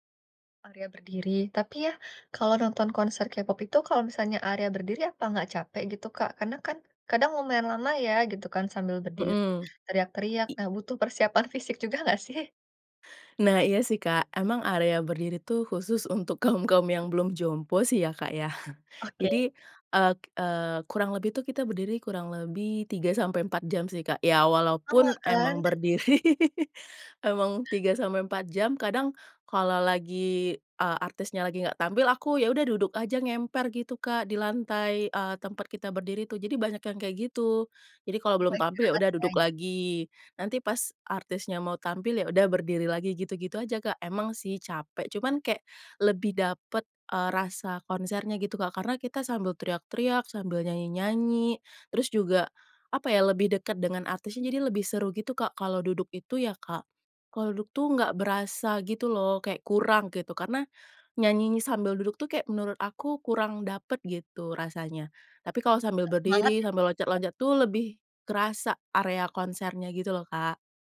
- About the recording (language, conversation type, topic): Indonesian, podcast, Apa pengalaman menonton konser paling berkesan yang pernah kamu alami?
- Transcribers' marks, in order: tapping; laughing while speaking: "persiapan fisik juga enggak sih?"; laughing while speaking: "untuk kaum-kaum"; chuckle; laughing while speaking: "berdiri, emang tiga"; unintelligible speech